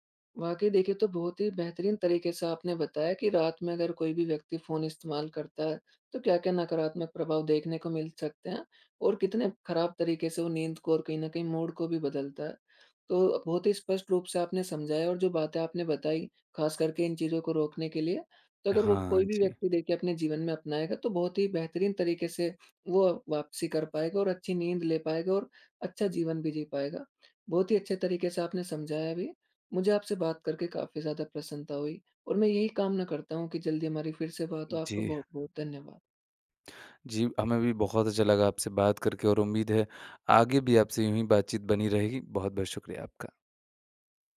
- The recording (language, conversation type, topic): Hindi, podcast, रात में फोन इस्तेमाल करने से आपकी नींद और मूड पर क्या असर पड़ता है?
- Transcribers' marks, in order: in English: "मूड"